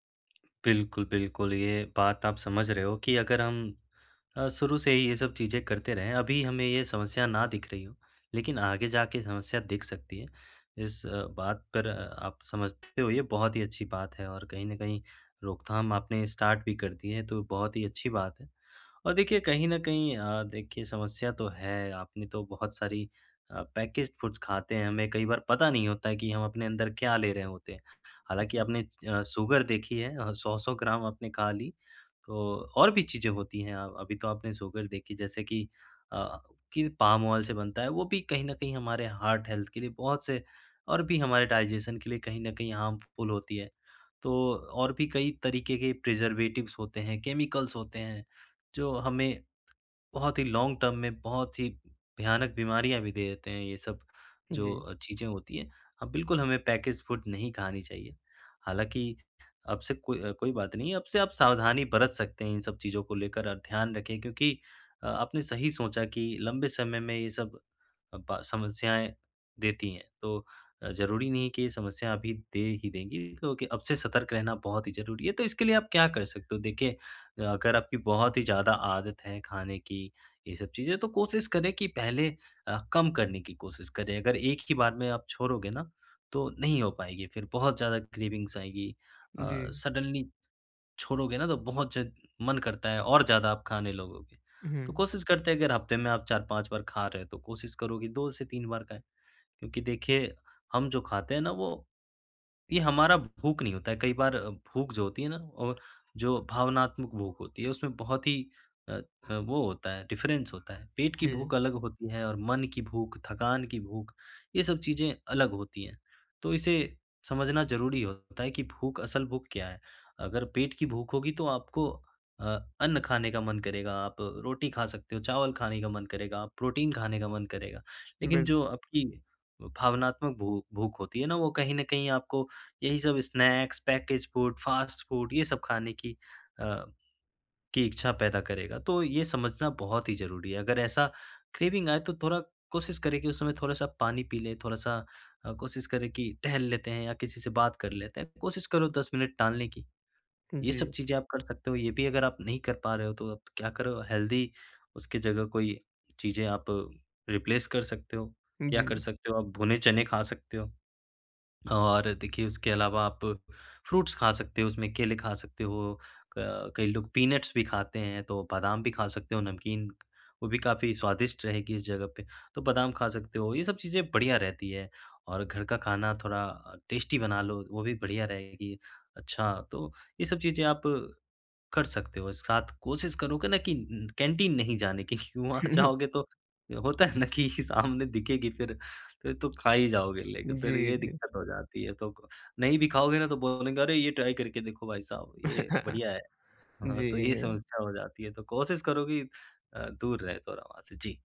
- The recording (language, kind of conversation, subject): Hindi, advice, पैकेज्ड भोजन पर निर्भरता कैसे घटाई जा सकती है?
- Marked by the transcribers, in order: in English: "स्टार्ट"; in English: "पैकेज फूड्स"; in English: "सुगर"; in English: "सुगर"; in English: "पाम ऑयल"; in English: "हार्ट हेल्थ"; in English: "डाइजेशन"; in English: "हार्मफुल"; in English: "प्रिज़र्वेटिव्स"; in English: "केमिकल्स"; in English: "लॉन्ग टर्म"; in English: "पैकेज फूड"; in English: "क्रेविंग्स"; in English: "सडन्ली"; in English: "डिफरेंस"; in English: "स्नैक्स पैकेज फूड फास्ट फूड"; in English: "क्रेविंग"; in English: "हेल्दी"; in English: "रिप्लेस"; in English: "फ्रूट्स"; in English: "पीनट्स"; in English: "टेस्टी"; laughing while speaking: "वहाँ जाओगे तो होता है … ही जाओगे लेके"; chuckle; tapping; in English: "ट्राई"; chuckle